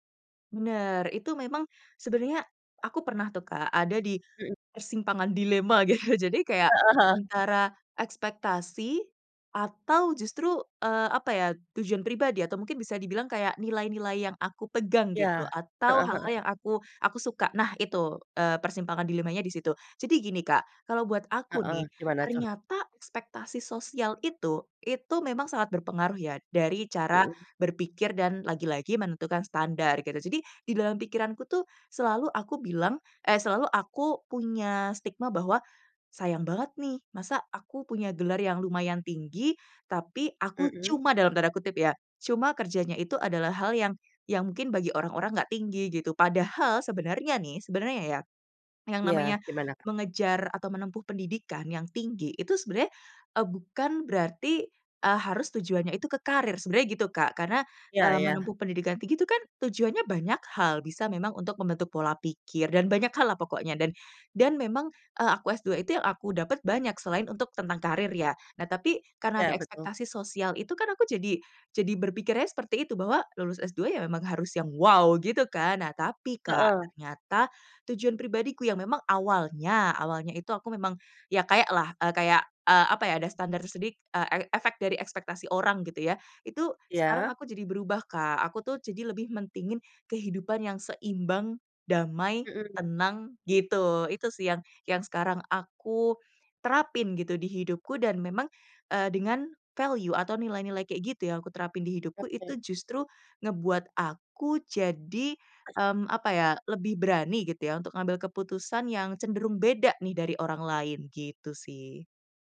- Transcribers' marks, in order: laughing while speaking: "gitu"; in English: "value"; cough
- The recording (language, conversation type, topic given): Indonesian, podcast, Bagaimana cara menyeimbangkan ekspektasi sosial dengan tujuan pribadi?